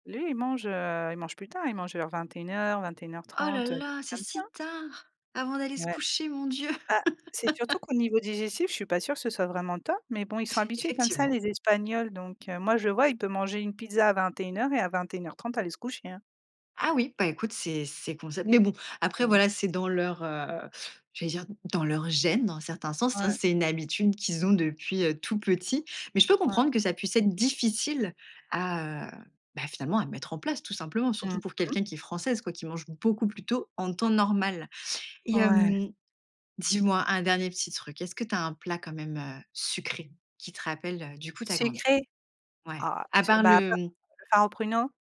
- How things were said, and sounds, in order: laugh; other noise
- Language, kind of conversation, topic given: French, podcast, Quel plat te ramène directement à ton enfance ?